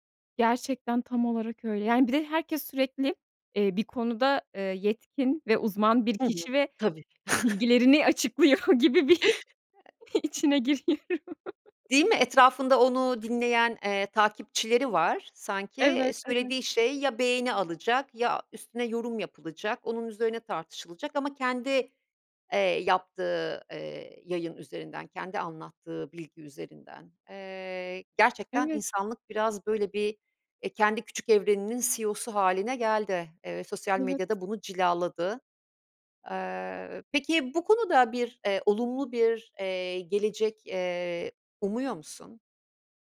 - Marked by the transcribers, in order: chuckle; chuckle; laughing while speaking: "gibi bir içine giriyorum"; chuckle
- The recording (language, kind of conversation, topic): Turkish, podcast, Telefonu masadan kaldırmak buluşmaları nasıl etkiler, sence?